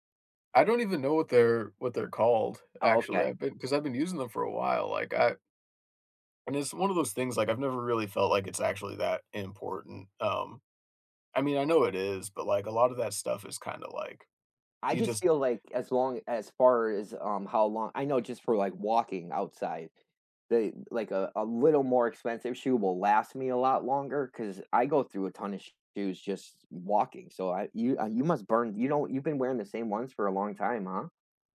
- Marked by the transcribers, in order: none
- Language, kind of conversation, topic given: English, unstructured, What would your ideal daily routine look like if it felt easy and gave you energy?